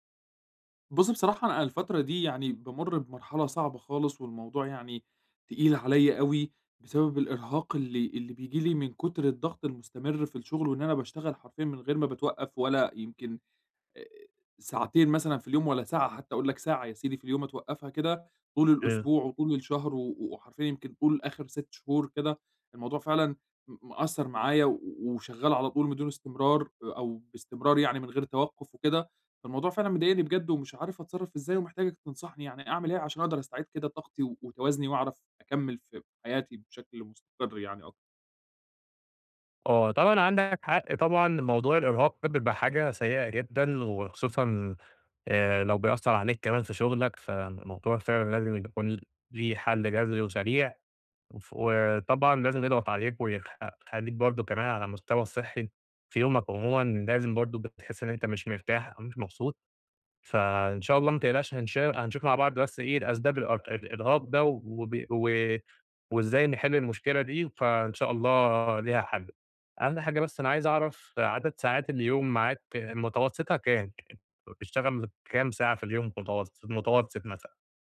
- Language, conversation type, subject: Arabic, advice, إزاي أحط حدود للشغل عشان أبطل أحس بالإرهاق وأستعيد طاقتي وتوازني؟
- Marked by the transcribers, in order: tapping